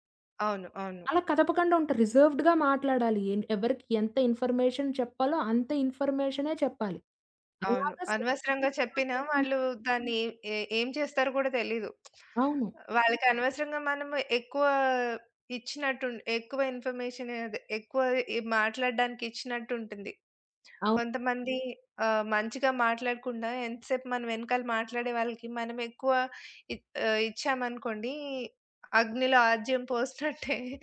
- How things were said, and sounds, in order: in English: "రిజర్వుడ్‌గా"; in English: "ఇన్‌ఫర్మేషన్"; unintelligible speech; lip smack; other background noise; chuckle
- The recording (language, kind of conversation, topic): Telugu, podcast, ఎవరైనా మీ వ్యక్తిగత సరిహద్దులు దాటితే, మీరు మొదట ఏమి చేస్తారు?